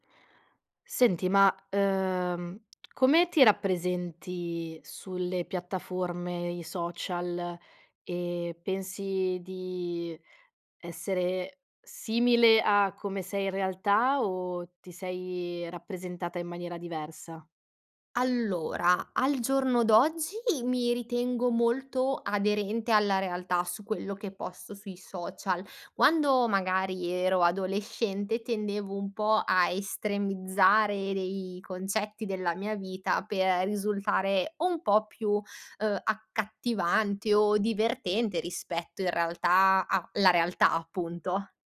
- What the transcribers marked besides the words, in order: tapping
- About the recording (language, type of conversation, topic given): Italian, podcast, Cosa fai per proteggere la tua reputazione digitale?